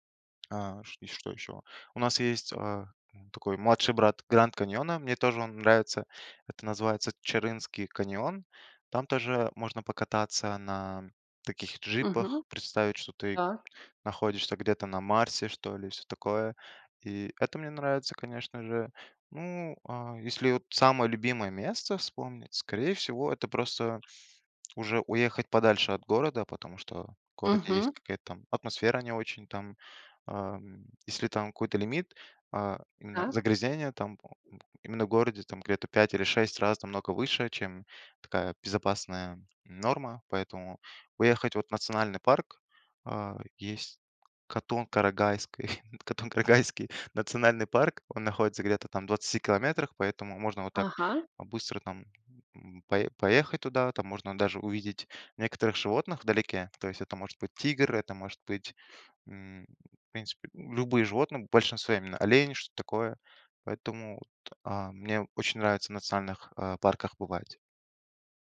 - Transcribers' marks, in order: tapping; chuckle; other background noise
- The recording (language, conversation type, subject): Russian, podcast, Почему для вас важно ваше любимое место на природе?